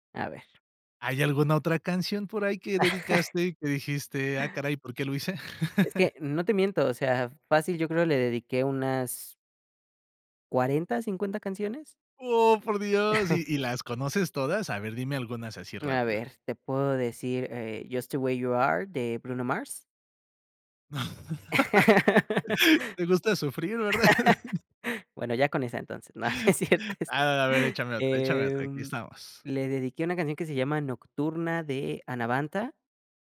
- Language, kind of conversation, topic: Spanish, podcast, ¿Qué canción te transporta a tu primer amor?
- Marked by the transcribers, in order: laugh; chuckle; chuckle; laugh; laughing while speaking: "Te gusta sufrir, ¿verdad?"; laugh; laughing while speaking: "no es cierto es"